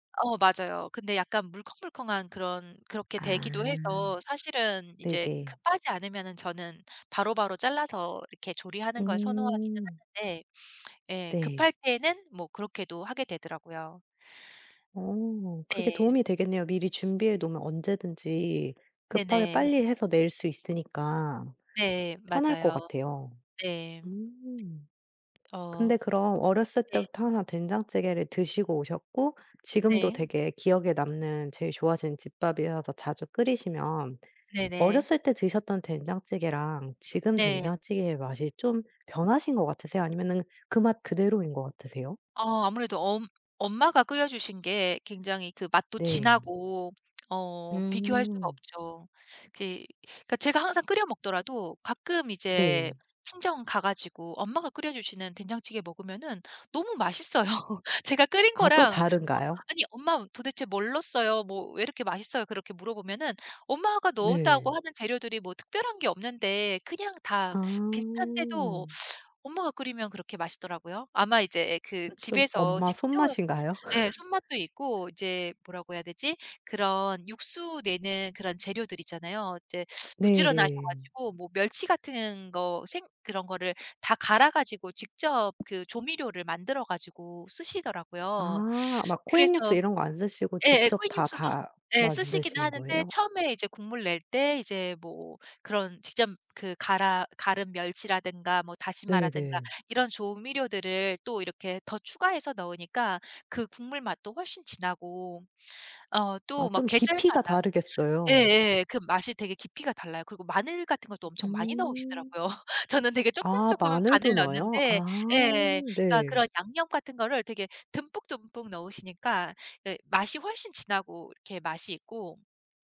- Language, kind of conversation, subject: Korean, podcast, 가장 좋아하는 집밥은 무엇인가요?
- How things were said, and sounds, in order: other background noise; laughing while speaking: "맛있어요"; laugh; laugh